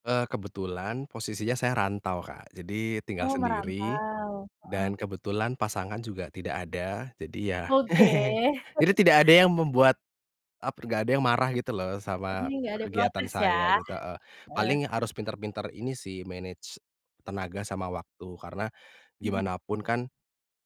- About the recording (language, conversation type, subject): Indonesian, podcast, Kapan hobi pernah membuatmu keasyikan sampai lupa waktu?
- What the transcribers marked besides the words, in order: laugh; chuckle; in English: "manage"